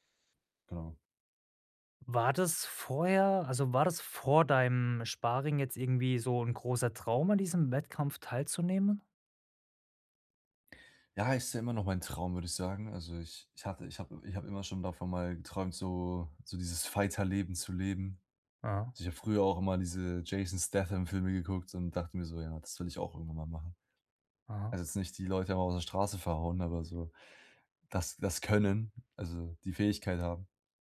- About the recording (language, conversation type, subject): German, advice, Wie kann ich nach einem Rückschlag meine Motivation wiederfinden?
- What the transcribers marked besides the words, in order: in English: "Fighter"